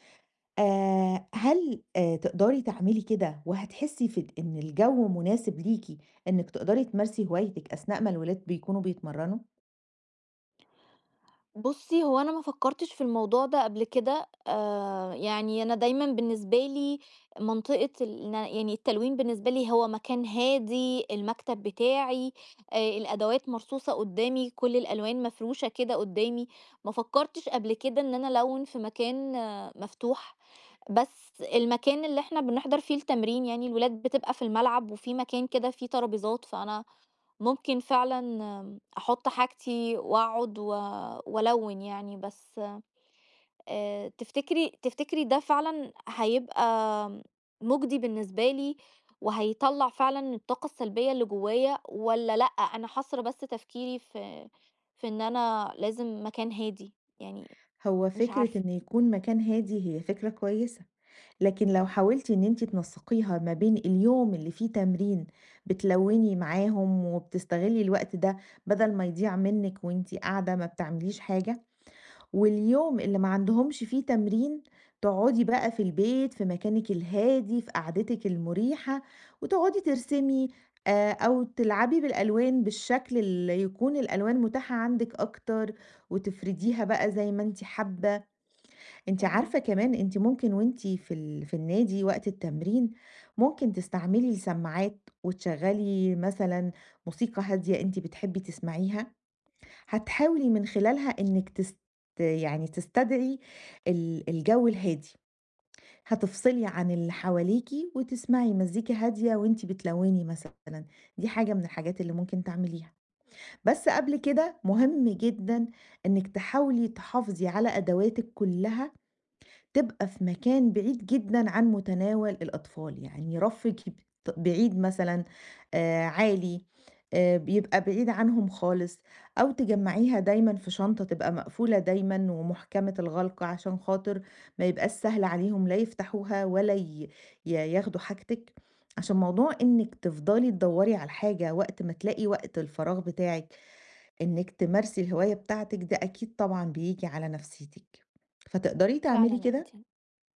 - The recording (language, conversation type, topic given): Arabic, advice, إزاي ألاقي وقت للهوايات والترفيه وسط الشغل والدراسة والالتزامات التانية؟
- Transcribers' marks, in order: tapping; unintelligible speech